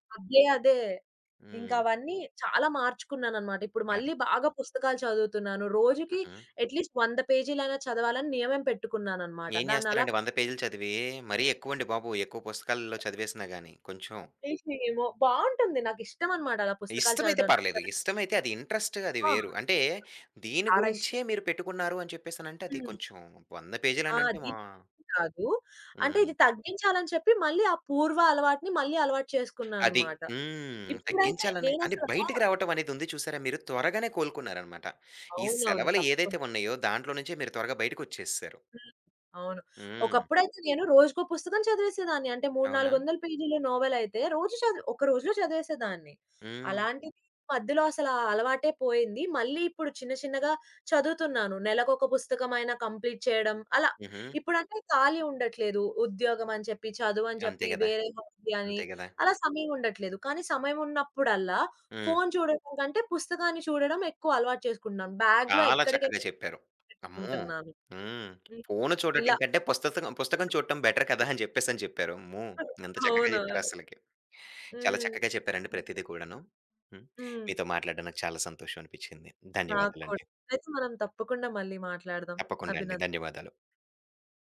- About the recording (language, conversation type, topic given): Telugu, podcast, మీ స్క్రీన్ టైమ్‌ను నియంత్రించడానికి మీరు ఎలాంటి పరిమితులు లేదా నియమాలు పాటిస్తారు?
- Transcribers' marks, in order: in English: "అట్‌లీస్ట్"; other background noise; in English: "టేస్ట్"; in English: "ఇంట్రెస్ట్"; background speech; in English: "నోవెల్"; in English: "కంప్లీట్"; tapping; in English: "బెటర్"; giggle; in English: "బాగ్‌లో"